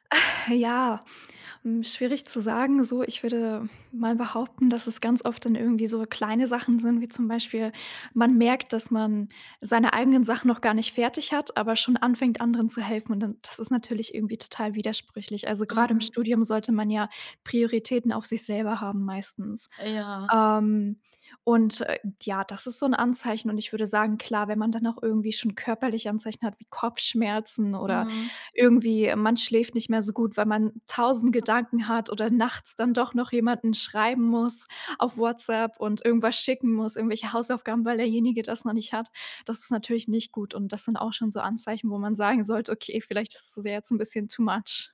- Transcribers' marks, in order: other noise; background speech; in English: "too much"
- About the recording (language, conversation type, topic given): German, podcast, Wie gibst du Unterstützung, ohne dich selbst aufzuopfern?